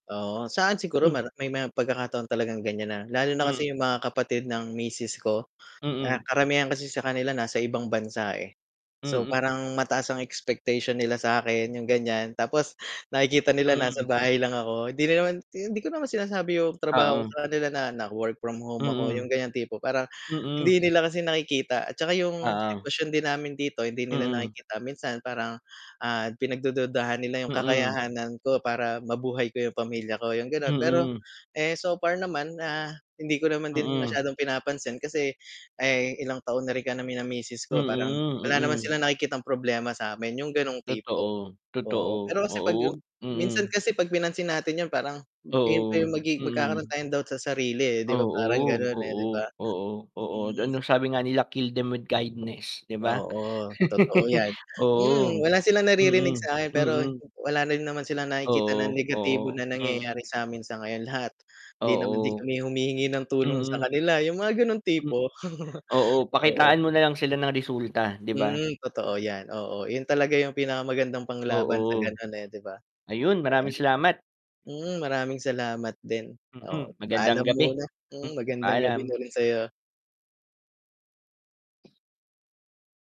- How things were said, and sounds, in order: tapping; static; sniff; "kakayahan" said as "kakayahananan"; laugh; chuckle; distorted speech
- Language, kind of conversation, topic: Filipino, unstructured, Paano ka nagtatakda ng mga layunin sa buhay?